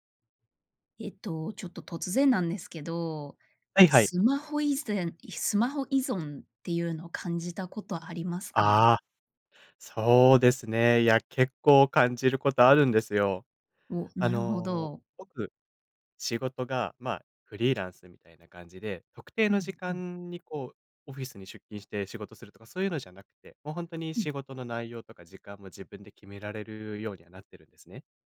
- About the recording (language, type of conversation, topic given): Japanese, podcast, スマホ依存を感じたらどうしますか？
- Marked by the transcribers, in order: none